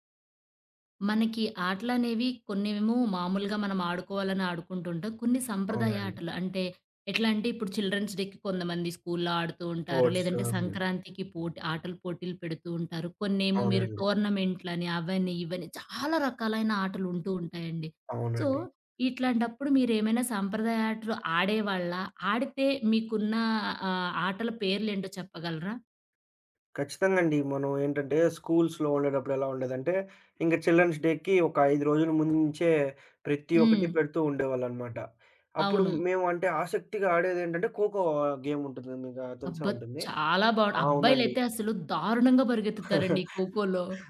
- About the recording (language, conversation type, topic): Telugu, podcast, సాంప్రదాయ ఆటలు చిన్నప్పుడు ఆడేవారా?
- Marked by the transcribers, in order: in English: "చిల్డ్రెన్స్ డేకి"; in English: "స్పోర్ట్స్"; stressed: "చాలా"; in English: "సో"; in English: "స్కూల్స్‌లో"; in English: "చిల్డ్రన్స్ డేకి"; stressed: "చాలా"; chuckle